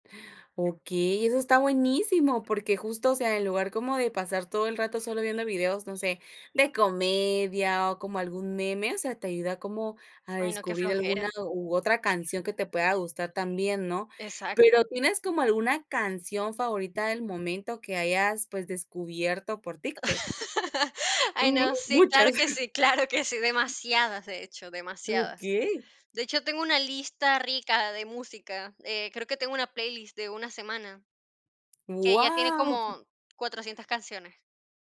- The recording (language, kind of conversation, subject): Spanish, podcast, ¿Cómo sueles descubrir música que te gusta hoy en día?
- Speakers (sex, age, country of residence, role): female, 20-24, United States, host; female, 50-54, Portugal, guest
- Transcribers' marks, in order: bird; tapping; other background noise; laugh; chuckle; surprised: "Guau"